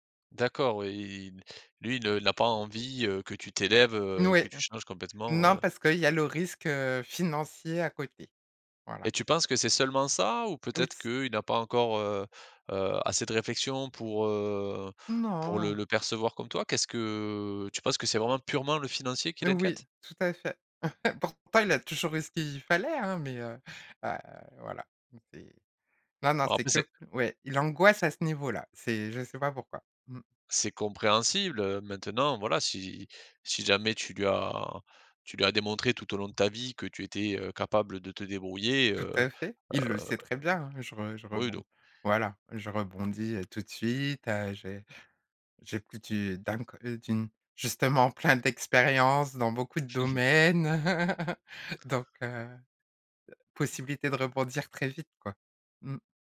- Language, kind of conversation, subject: French, podcast, Qu’est-ce qui te ferait quitter ton travail aujourd’hui ?
- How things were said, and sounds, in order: stressed: "ça"; unintelligible speech; stressed: "purement"; chuckle; stressed: "angoisse"; chuckle; laugh